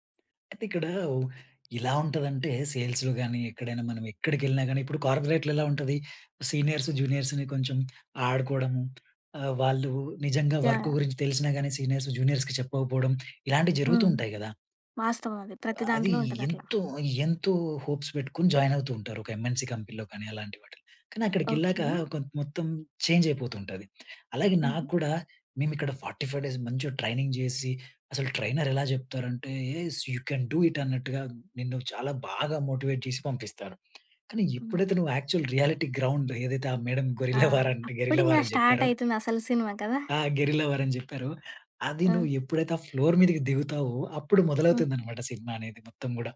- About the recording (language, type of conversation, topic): Telugu, podcast, మీ కొత్త ఉద్యోగం మొదటి రోజు మీకు ఎలా అనిపించింది?
- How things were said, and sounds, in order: in English: "సేల్స్‌లో"; in English: "కార్పొరేట్‌లో"; in English: "సీనియర్స్, జూనియర్స్‌ని"; in English: "వర్క్"; in English: "సీనియర్స్, జూనియర్స్‌కి"; in English: "హోప్స్"; in English: "జాయిన్"; in English: "ఎంఎన్‌సీ కంపెనీలో"; in English: "చేంజ్"; other noise; in English: "ఫార్టీ ఫైవ్ డేస్"; in English: "ట్రైనింగ్"; in English: "ట్రైనర్"; in English: "యూ కెన్ డూ ఇట్"; in English: "మోటివేట్"; in English: "యాక్చువల్ రియాలిటీ గ్రౌండ్"; in English: "మేడమ్ గొరిల్లా వార్ అండ్ గెరిల్లా వార్"; in English: "స్టార్ట్"; in English: "గెరిల్లా వార్"; in English: "ఫ్లోర్"